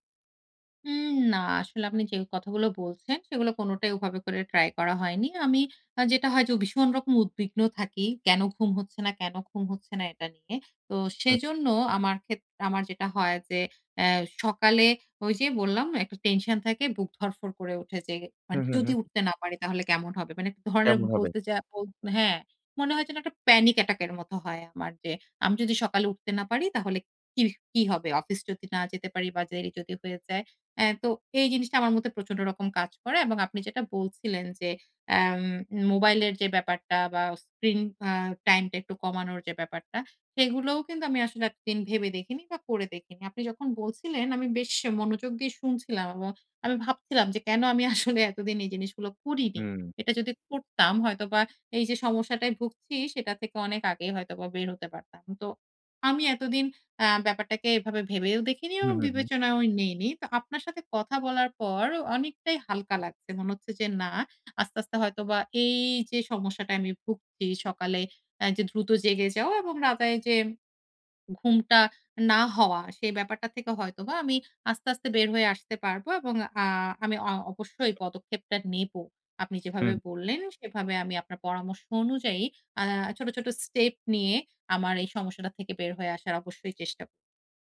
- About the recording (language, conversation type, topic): Bengali, advice, সকালে খুব তাড়াতাড়ি ঘুম ভেঙে গেলে এবং রাতে আবার ঘুমাতে না পারলে কী করব?
- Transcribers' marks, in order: in English: "panic attack"; scoff